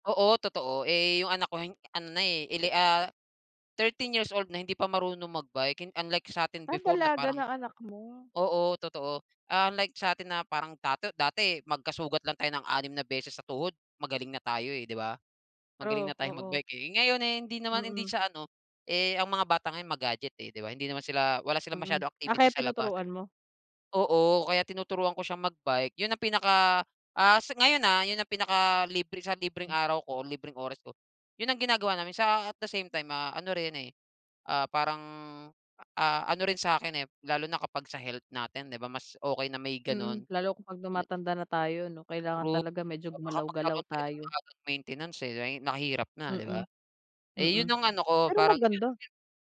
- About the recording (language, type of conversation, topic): Filipino, unstructured, Anong libangan ang pinakagusto mong gawin kapag may libre kang oras?
- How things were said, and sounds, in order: none